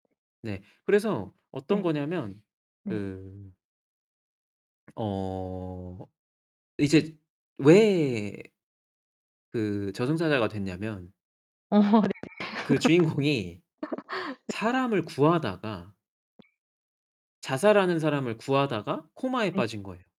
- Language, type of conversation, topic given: Korean, podcast, 최근 빠져든 드라마에서 어떤 점이 가장 좋았나요?
- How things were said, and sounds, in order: static; tapping; distorted speech; laughing while speaking: "어"; laughing while speaking: "주인공이"; laugh; other background noise; in English: "코마에"